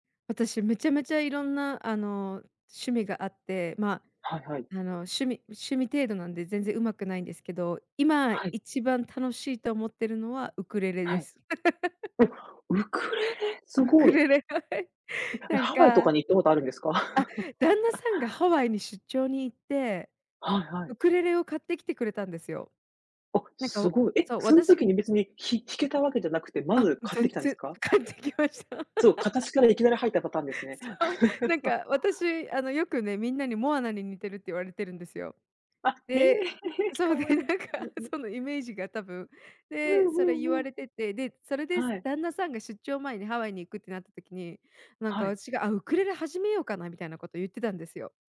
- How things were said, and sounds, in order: laugh; laughing while speaking: "ウクレレ、はい"; chuckle; laughing while speaking: "買ってきました"; laugh; chuckle; laughing while speaking: "そうで、 なんか"; laughing while speaking: "へえ"; other background noise
- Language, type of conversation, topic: Japanese, unstructured, 趣味をしているとき、いちばん楽しい瞬間はいつですか？